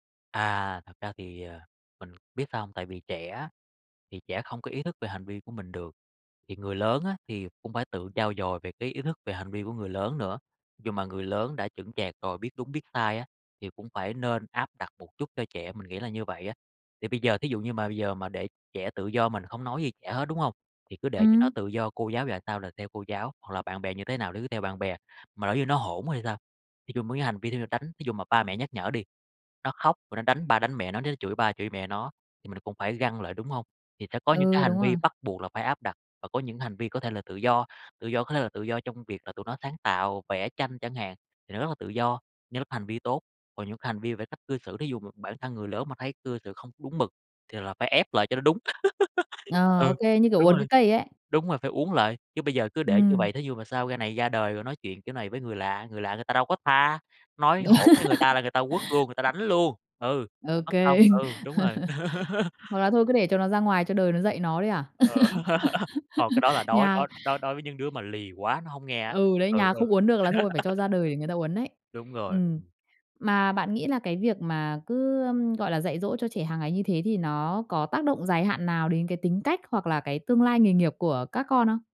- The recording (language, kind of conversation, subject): Vietnamese, podcast, Bạn dạy con về lễ nghĩa hằng ngày trong gia đình như thế nào?
- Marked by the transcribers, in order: tapping; other background noise; laugh; laugh; other noise; laugh; laughing while speaking: "Ờ"; laugh; laugh